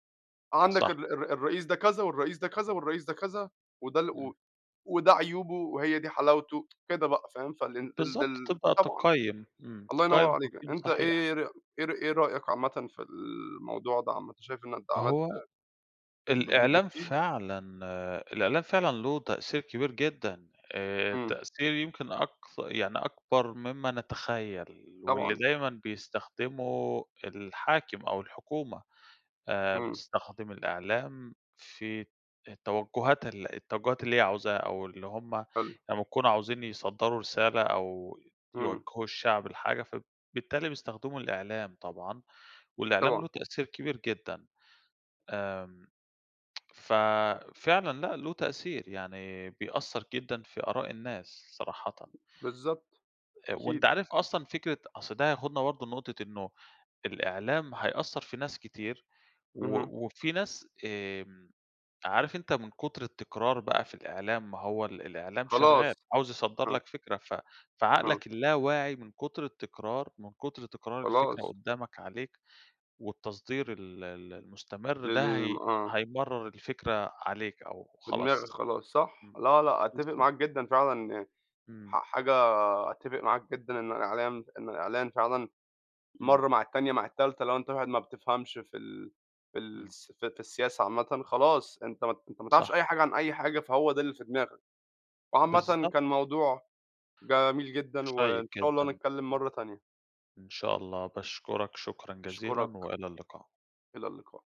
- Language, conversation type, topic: Arabic, unstructured, هل شايف إن الانتخابات بتتعمل بعدل؟
- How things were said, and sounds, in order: tsk; tapping; tsk; other background noise